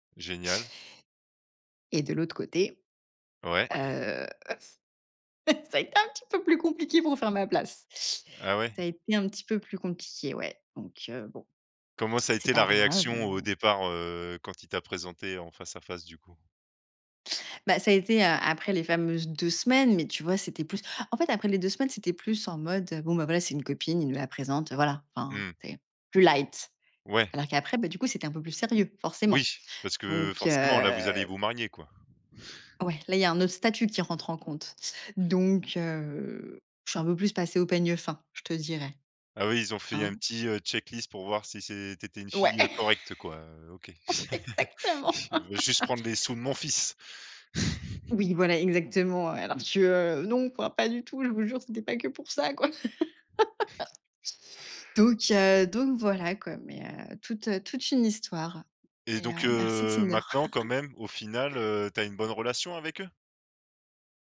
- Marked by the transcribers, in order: chuckle; laughing while speaking: "ça a été un petit peu plus compliqué pour faire ma place"; in English: "check-list"; laughing while speaking: "Exactement"; laugh; chuckle; chuckle; chuckle
- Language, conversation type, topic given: French, podcast, Comment présenter un nouveau partenaire à ta famille ?